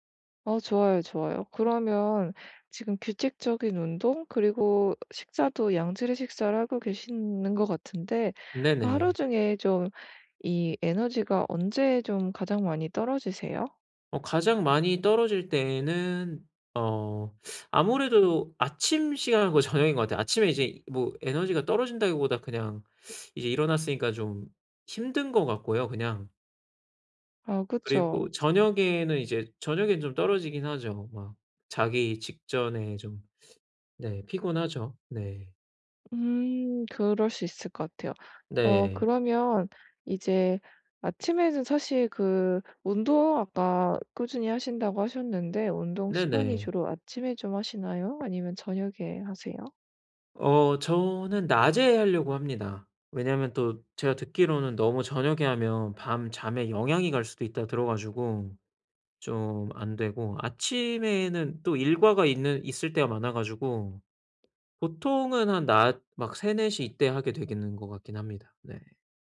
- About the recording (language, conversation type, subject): Korean, advice, 하루 동안 에너지를 더 잘 관리하려면 어떻게 해야 하나요?
- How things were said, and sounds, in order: tapping; "되는" said as "되기는"